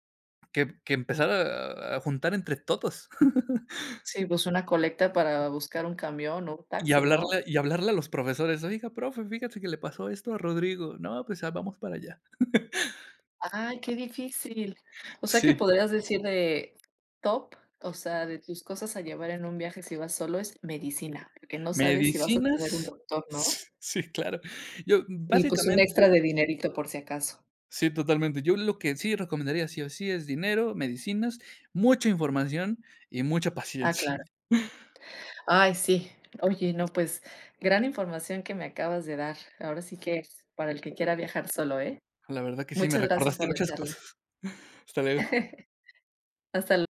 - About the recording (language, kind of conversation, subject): Spanish, podcast, ¿Qué consejo le darías a alguien que va a viajar solo por primera vez?
- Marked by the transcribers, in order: chuckle; chuckle; tapping; other background noise; laughing while speaking: "sí, claro"; laughing while speaking: "paciencia"; laughing while speaking: "muchas cosas"; chuckle